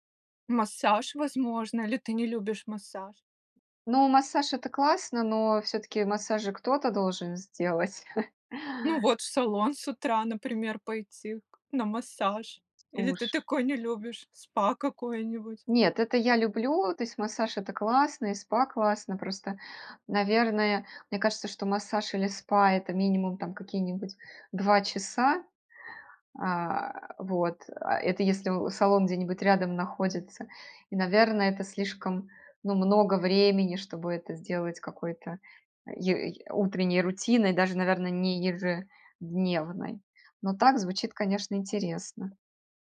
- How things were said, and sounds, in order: chuckle; tapping
- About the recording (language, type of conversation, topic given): Russian, podcast, Как вы начинаете день, чтобы он был продуктивным и здоровым?